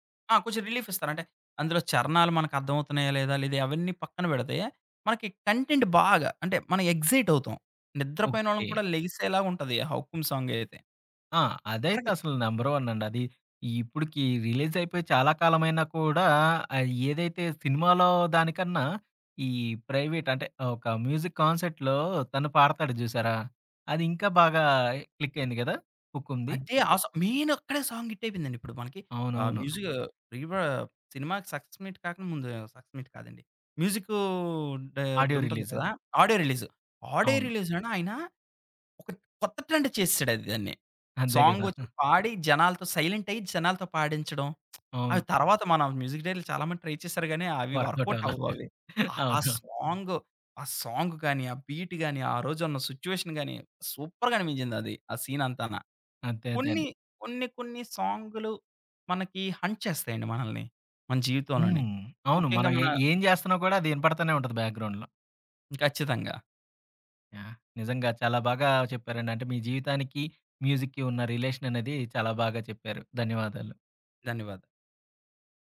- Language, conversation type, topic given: Telugu, podcast, మీ జీవితాన్ని ప్రతినిధ్యం చేసే నాలుగు పాటలను ఎంచుకోవాలంటే, మీరు ఏ పాటలను ఎంచుకుంటారు?
- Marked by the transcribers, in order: in English: "కంటెంట్"; in English: "ఎక్సైట్"; in English: "సాంగ్"; in English: "నంబర్ వన్"; in English: "రిలీజ్"; in English: "ప్రైవేట్"; in English: "మ్యూజిక్ కాన్సెర్ట్‌లో"; in English: "క్లిక్"; in English: "సాంగ్"; in English: "మ్యూజిక్"; in English: "సక్సెస్ మీట్"; in English: "సక్సెస్ మీట్"; in English: "ఆడియో"; in English: "ఆడియో రిలీజ్. ఆడియో రిలీజ్‌లోనే"; in English: "ట్రెండ్"; giggle; lip smack; in English: "మ్యూజిక్"; in English: "వర్క‌వుట్"; in English: "ట్రై"; laughing while speaking: "అవును"; in English: "సాంగ్"; in English: "బీట్"; in English: "సిచ్యుయేషన్"; in English: "సూపర్‌గా"; in English: "హంట్"; in English: "బ్యాక్‌గ్రౌండ్‌లో"; in English: "మ్యూజిక్‌కి"; lip smack; in English: "రిలేషన్"